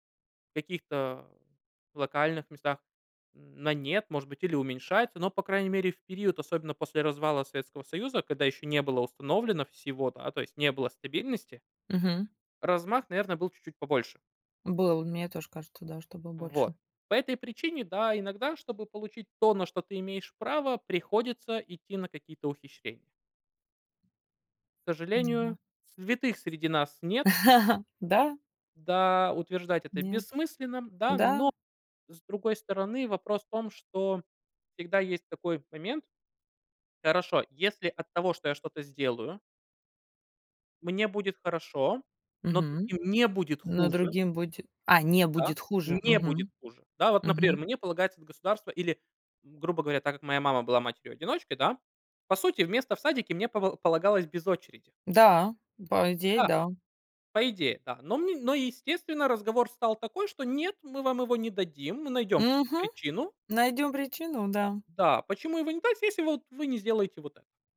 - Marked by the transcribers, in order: tapping; chuckle
- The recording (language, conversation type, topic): Russian, unstructured, Как вы думаете, почему коррупция так часто обсуждается в СМИ?